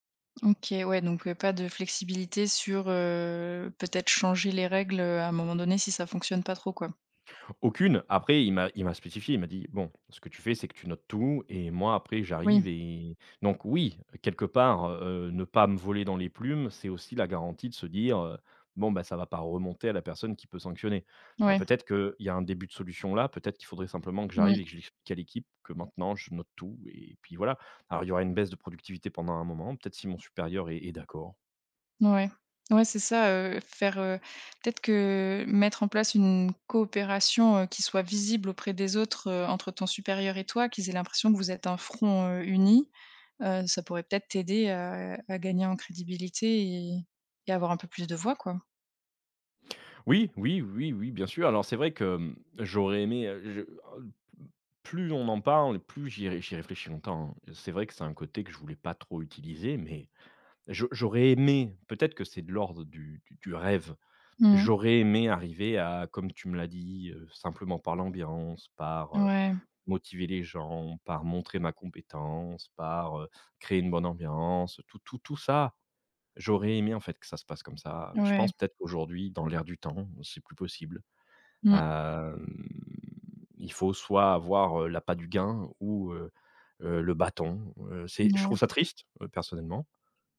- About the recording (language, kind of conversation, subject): French, advice, Comment puis-je me responsabiliser et rester engagé sur la durée ?
- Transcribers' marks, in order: other noise; drawn out: "Hem"